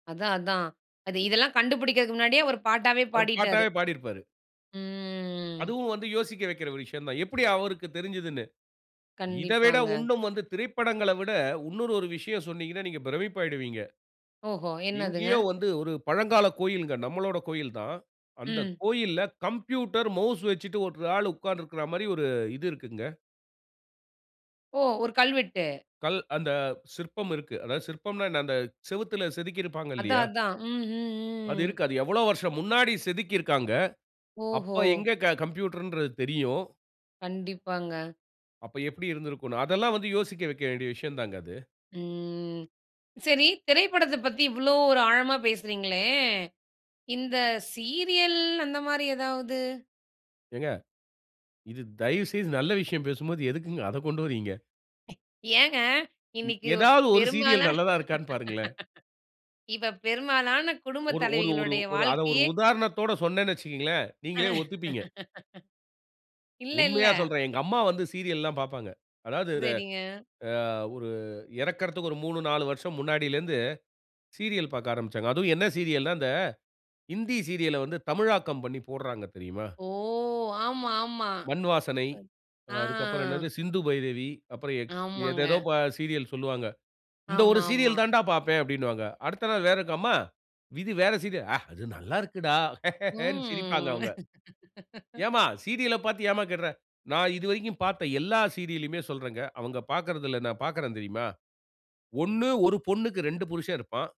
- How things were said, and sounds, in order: drawn out: "ம்"; anticipating: "என்னதுங்க?"; in English: "கம்ப்யூட்டர் மவுஸ்"; "சுவர்ற்றில்" said as "செவத்துல"; drawn out: "ம்"; "பேசுகிறீங்களே" said as "பேசுறீங்களே"; anticipating: "இந்த சீரியல் அந்த மாரி ஏதாவது?"; "மாதிரி" said as "மாரி"; tapping; laugh; laugh; other background noise; scoff; drawn out: "ம்"; laugh; "கேடுற" said as "கெட்ற"
- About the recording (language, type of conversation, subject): Tamil, podcast, ஒரு திரைப்படம் உங்களை சிந்திக்க வைத்ததா?